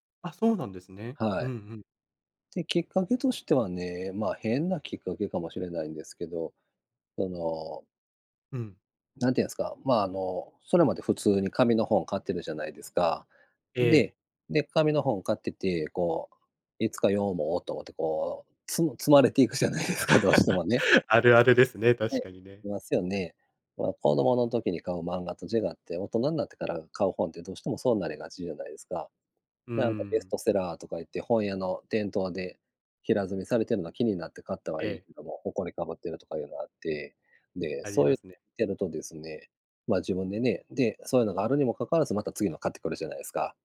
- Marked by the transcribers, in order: laughing while speaking: "いくじゃないですか"; chuckle
- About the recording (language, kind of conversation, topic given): Japanese, unstructured, 最近ハマっていることはありますか？